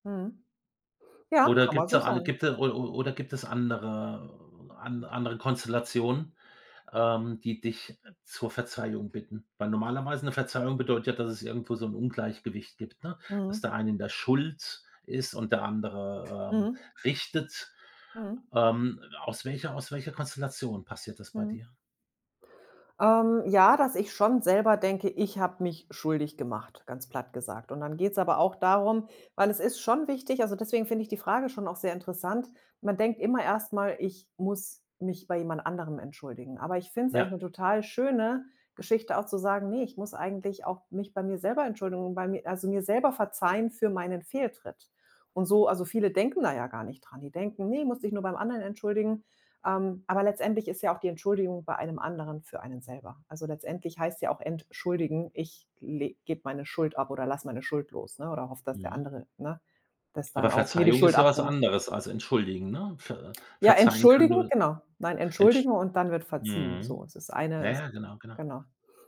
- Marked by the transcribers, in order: other background noise
- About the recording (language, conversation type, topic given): German, podcast, Was hilft dir dabei, dir selbst zu verzeihen?